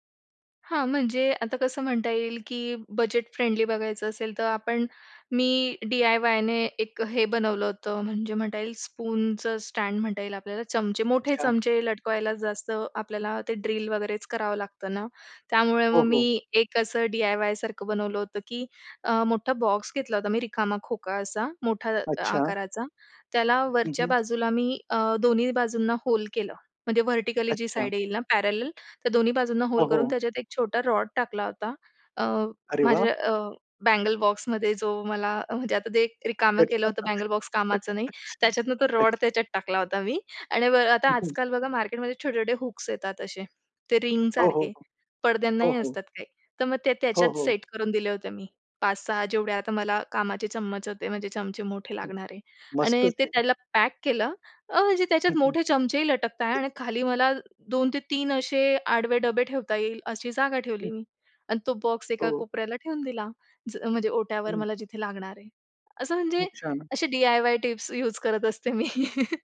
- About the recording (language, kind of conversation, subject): Marathi, podcast, किचनमध्ये जागा वाचवण्यासाठी काय करता?
- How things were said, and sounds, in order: in English: "बजेट फ्रेंडली"; in English: "स्पूनचं स्टँड"; in English: "व्हर्टिकली"; in English: "पॅरलल"; in English: "रॉड"; in English: "बँगल बॉक्समध्ये"; in English: "बँगल बॉक्स"; other noise; unintelligible speech; chuckle; in English: "रॉड"; in English: "हुक्स"; other background noise; tapping; chuckle; in English: "डी-आय-वाय टिप्स यूज"; chuckle